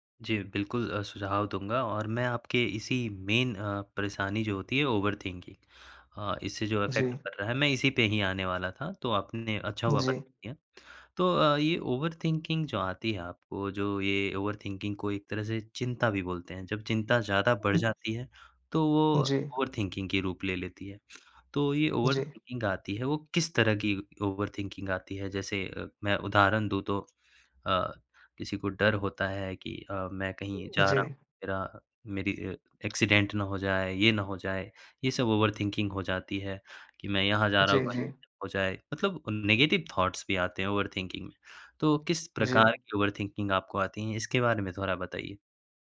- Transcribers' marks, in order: in English: "मेन"; in English: "ओवर थिंकिंग"; in English: "इफ़ेक्ट"; in English: "ओवर थिंकिंग"; in English: "ओवर थिंकिंग"; tapping; in English: "ओवर थिंकिंग"; in English: "ओवर थिंकिंग"; in English: "ओवर थिंकिंग"; in English: "एक्सीडेंट"; in English: "ओवर थिंकिंग"; in English: "नेगेटिव थाउट्स"; in English: "ओवर थिंकिंग"; in English: "ओवर थिंकिंग"
- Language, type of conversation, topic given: Hindi, advice, क्या ज़्यादा सोचने और चिंता की वजह से आपको नींद नहीं आती है?